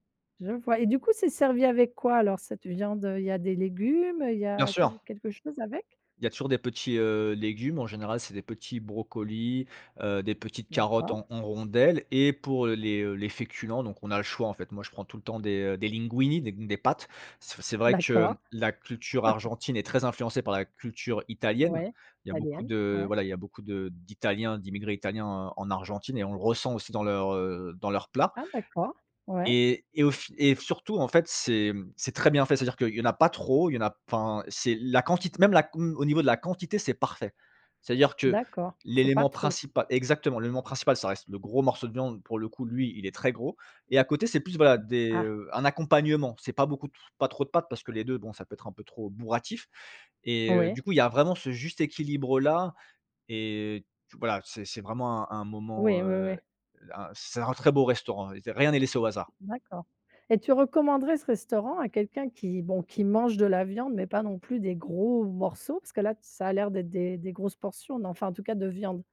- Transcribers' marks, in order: chuckle; other noise; sigh; tapping
- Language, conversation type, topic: French, podcast, Quel est le meilleur repas que tu aies jamais mangé ?